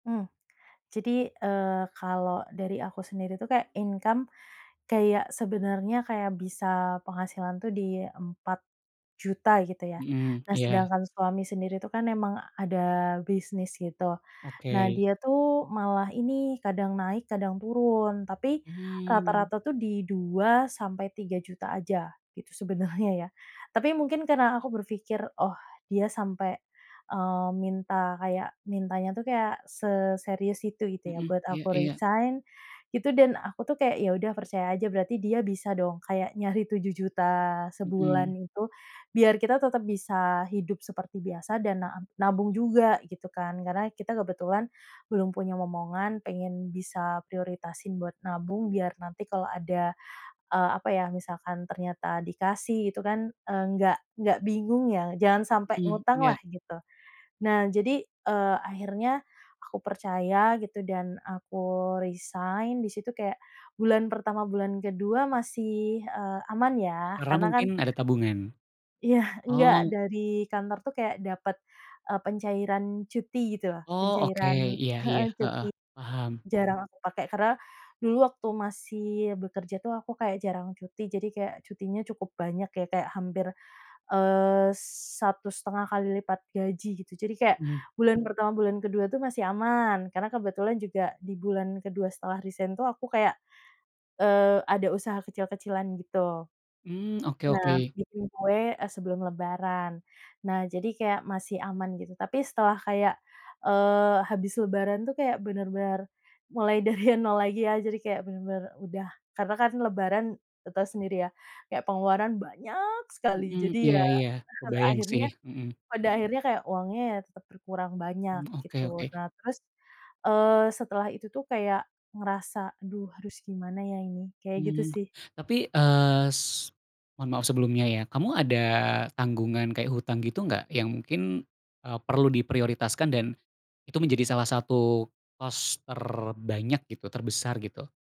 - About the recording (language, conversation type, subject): Indonesian, advice, Bagaimana cara menyesuaikan gaya hidup saat mengalami krisis keuangan mendadak?
- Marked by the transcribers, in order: tapping; in English: "income"; laughing while speaking: "sebenernya"; other background noise; laughing while speaking: "dari"; stressed: "banyak"; in English: "cost"